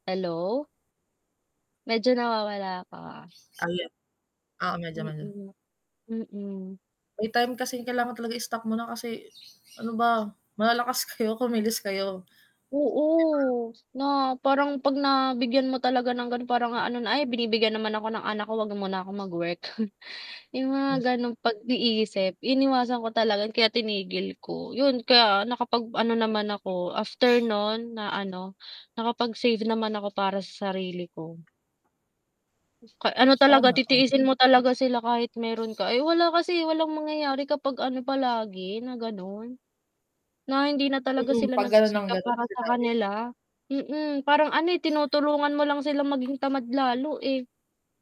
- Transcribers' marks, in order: static; mechanical hum; laughing while speaking: "kayo"; tapping; scoff; other background noise; distorted speech
- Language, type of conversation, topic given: Filipino, unstructured, Paano ka magpapasya sa pagitan ng pagtulong sa pamilya at pagtupad sa sarili mong pangarap?